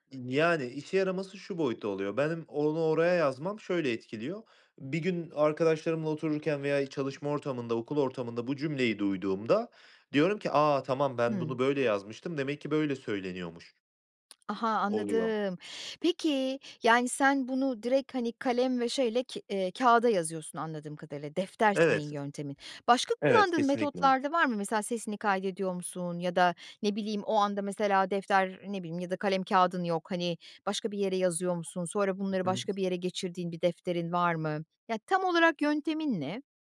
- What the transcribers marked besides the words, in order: other background noise; tapping
- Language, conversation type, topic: Turkish, podcast, Öğrenme alışkanlıklarını nasıl oluşturup sürdürüyorsun?